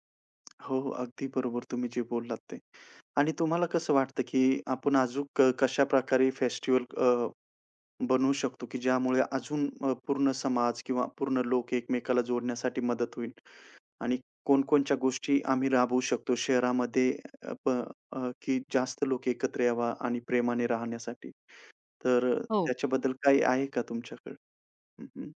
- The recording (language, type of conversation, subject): Marathi, podcast, सण आणि कार्यक्रम लोकांना पुन्हा एकत्र आणण्यात कशी मदत करतात?
- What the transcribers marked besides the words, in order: tapping; "अजून" said as "अजूक"